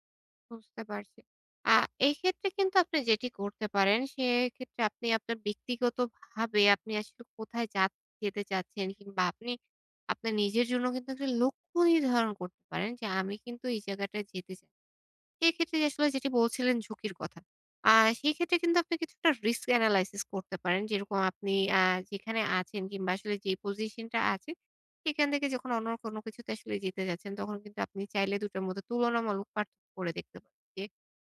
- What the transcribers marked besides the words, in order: in English: "risk analysis"
- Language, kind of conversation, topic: Bengali, advice, আমি কীভাবে ভবিষ্যতে অনুশোচনা কমিয়ে বড় সিদ্ধান্ত নেওয়ার প্রস্তুতি নেব?